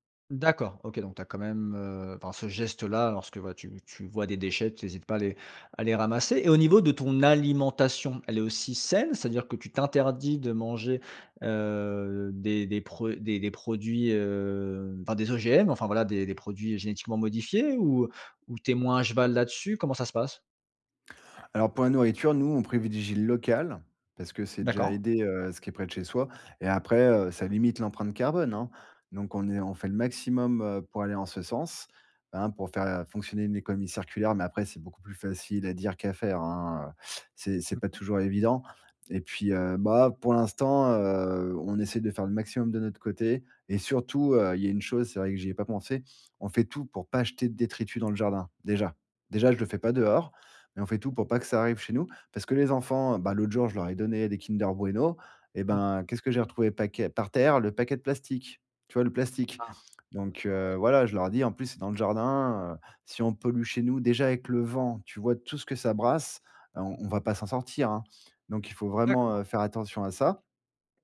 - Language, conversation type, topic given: French, podcast, Quel geste simple peux-tu faire près de chez toi pour protéger la biodiversité ?
- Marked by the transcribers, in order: drawn out: "heu"; drawn out: "heu"; drawn out: "heu"